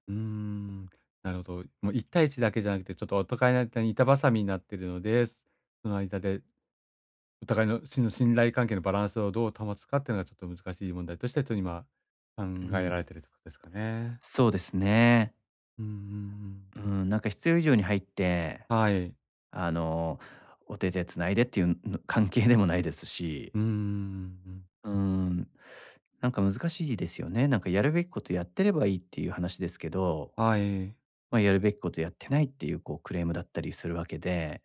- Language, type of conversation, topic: Japanese, advice, 職場で失った信頼を取り戻し、関係を再構築するにはどうすればよいですか？
- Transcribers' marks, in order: laughing while speaking: "関係でもないですし"